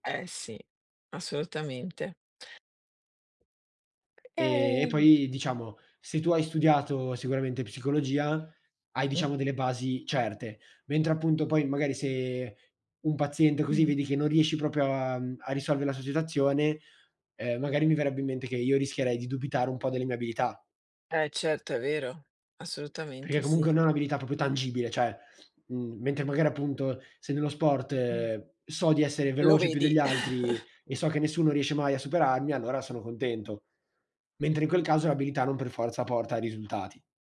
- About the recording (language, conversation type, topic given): Italian, unstructured, Qual è stato il momento più soddisfacente in cui hai messo in pratica una tua abilità?
- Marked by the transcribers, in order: other background noise; unintelligible speech; tapping; chuckle